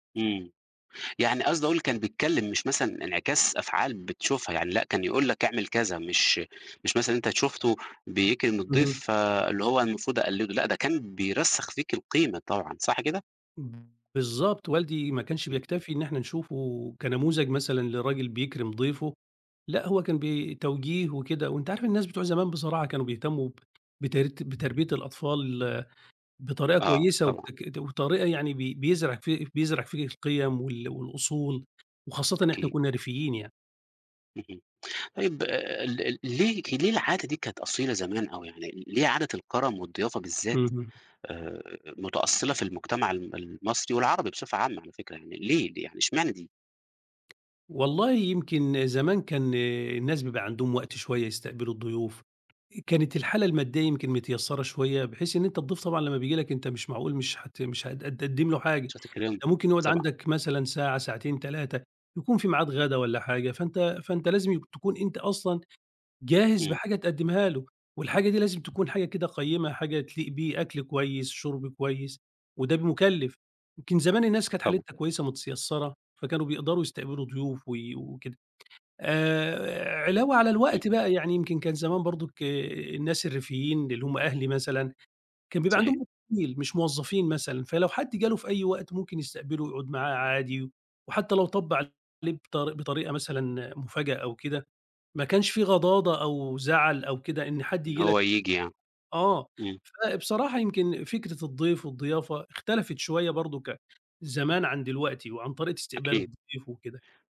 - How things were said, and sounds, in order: tapping; "متيسرة" said as "متسيسّرة"; unintelligible speech
- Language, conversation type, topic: Arabic, podcast, إيه معنى الضيافة بالنسبالكوا؟